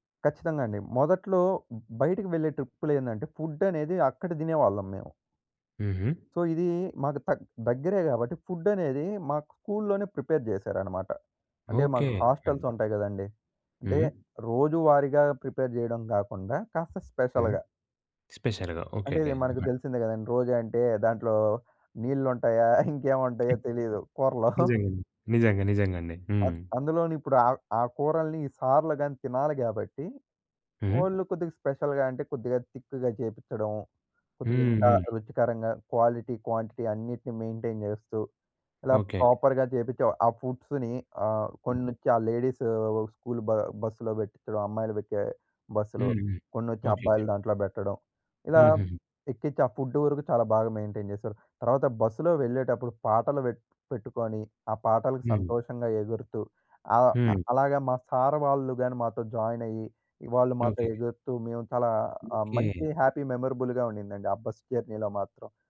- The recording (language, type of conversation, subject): Telugu, podcast, నీ ఊరికి వెళ్లినప్పుడు గుర్తుండిపోయిన ఒక ప్రయాణం గురించి చెప్పగలవా?
- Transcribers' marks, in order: in English: "ట్రిప్‌లో"; in English: "ఫుడ్"; in English: "సో"; in English: "ఫుడ్"; in English: "ప్రిపేర్"; in English: "హాస్టల్స్"; in English: "ప్రిపేర్"; in English: "స్పెషల్‌గా"; tapping; in English: "స్పెషల్‌గా"; laughing while speaking: "ఇంకేమి ఉంటాయో తెలీదు కూరలో"; other noise; in English: "ఓన్లీ"; in English: "స్పెషల్‌గా"; in English: "తిక్‌గా"; in English: "క్వాలిటీ, క్వాంటిటీ"; in English: "మెయింటైన్"; in English: "ప్రాపర్‌గా"; in English: "ఫుడ్స్‌ని"; in English: "లేడీస్ స్కూల్"; in English: "ఫుడ్"; in English: "మెయింటైన్"; in English: "జాయిన్"; other background noise; in English: "హ్యాపీ మెమరబుల్‍గా"; in English: "జర్నీలో"